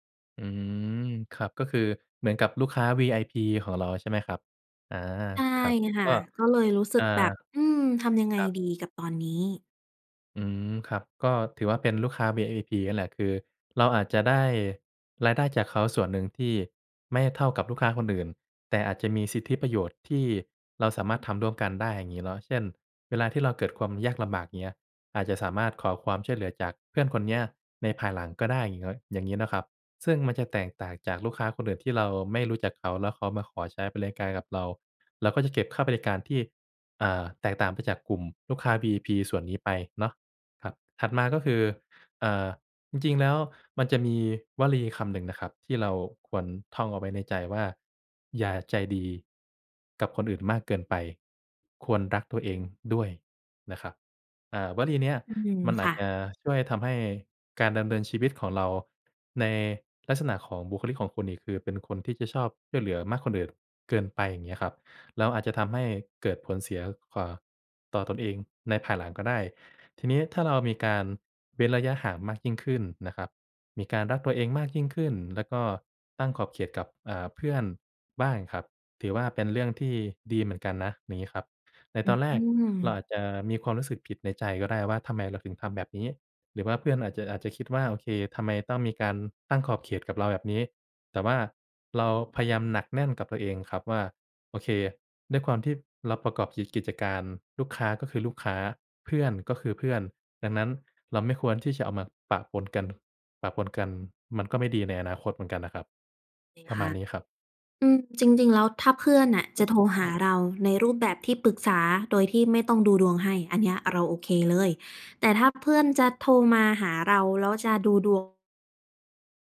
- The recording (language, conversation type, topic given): Thai, advice, ควรตั้งขอบเขตกับเพื่อนที่ขอความช่วยเหลือมากเกินไปอย่างไร?
- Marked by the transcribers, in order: tapping; throat clearing